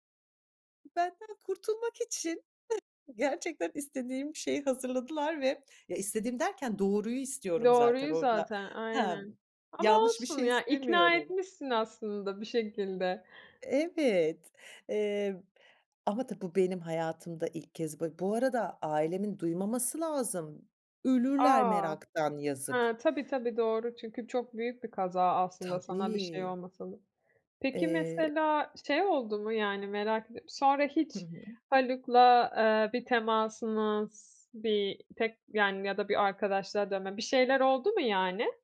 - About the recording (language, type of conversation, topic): Turkish, podcast, Seni beklenmedik şekilde şaşırtan bir karşılaşma hayatını nasıl etkiledi?
- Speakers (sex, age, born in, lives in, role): female, 30-34, Turkey, Italy, host; female, 45-49, Germany, France, guest
- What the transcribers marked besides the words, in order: chuckle